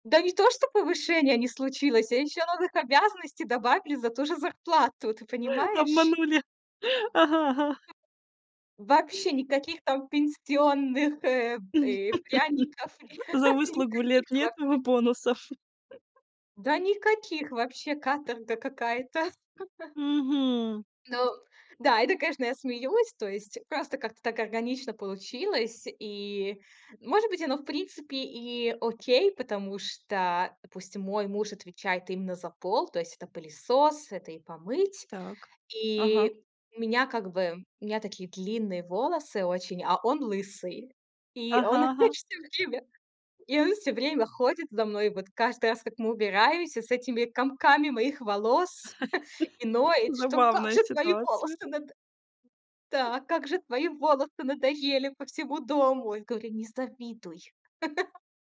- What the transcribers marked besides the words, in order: tapping; other background noise; other noise; laugh; chuckle; laugh; chuckle; laugh; chuckle; put-on voice: "Как же твои волосы надо"; laugh
- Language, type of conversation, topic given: Russian, podcast, Как вы распределяете бытовые обязанности дома?